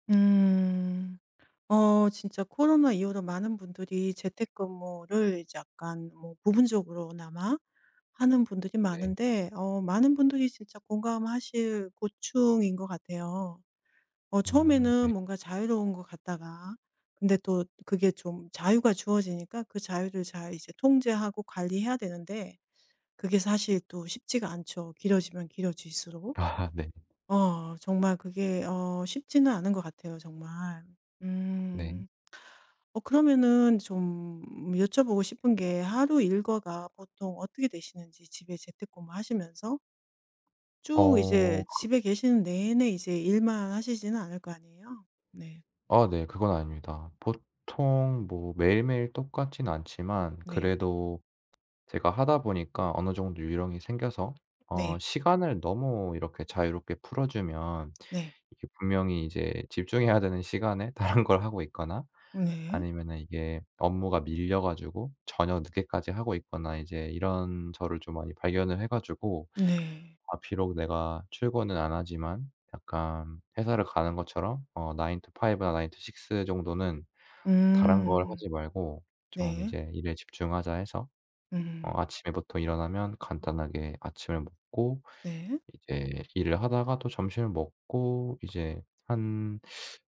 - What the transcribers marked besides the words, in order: other background noise; laughing while speaking: "아"; tapping; laughing while speaking: "다른 걸"; in English: "nine to five 나 nine to six"
- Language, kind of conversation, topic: Korean, advice, 재택근무로 전환한 뒤 업무 시간과 개인 시간의 경계를 어떻게 조정하고 계신가요?